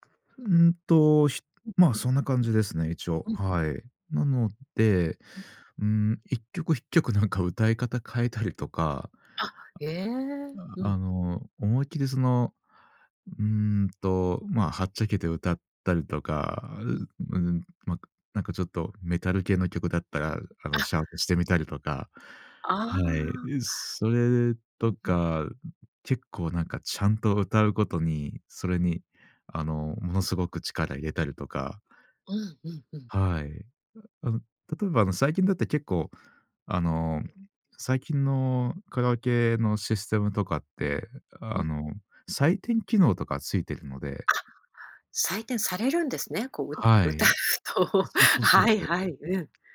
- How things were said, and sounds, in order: "一曲" said as "ひっきょく"; other noise; tapping; laughing while speaking: "歌うと、はい"
- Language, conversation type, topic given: Japanese, podcast, カラオケで歌う楽しさはどこにあるのでしょうか？